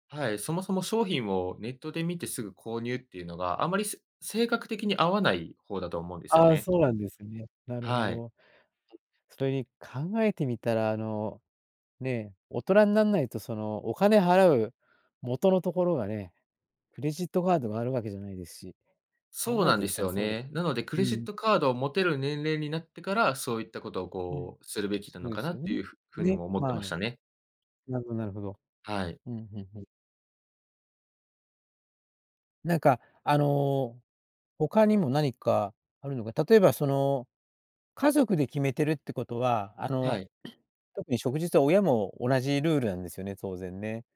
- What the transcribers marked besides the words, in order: other noise
- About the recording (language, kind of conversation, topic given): Japanese, podcast, スマホやSNSの家庭内ルールはどのように決めていますか？